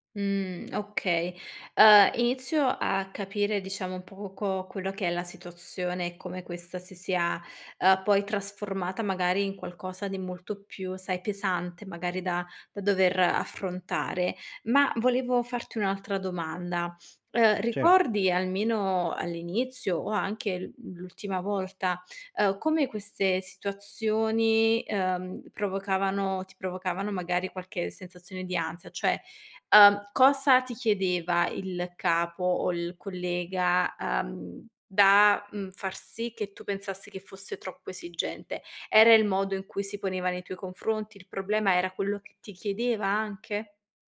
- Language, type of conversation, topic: Italian, advice, Come posso stabilire dei confini con un capo o un collega troppo esigente?
- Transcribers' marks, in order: "poco" said as "puco"; "cioè" said as "ceh"